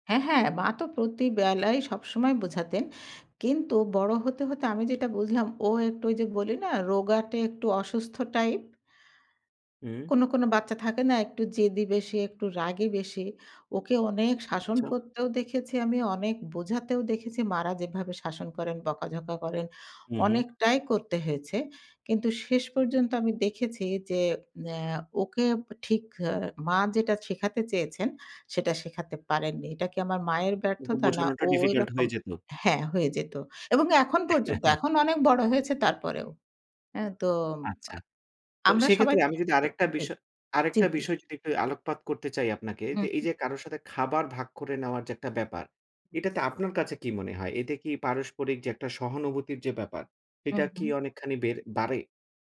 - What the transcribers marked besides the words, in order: chuckle; unintelligible speech
- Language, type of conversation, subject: Bengali, podcast, খাবার ভাগ করে আপনি কোন কোন সামাজিক মূল্যবোধ শিখেছেন?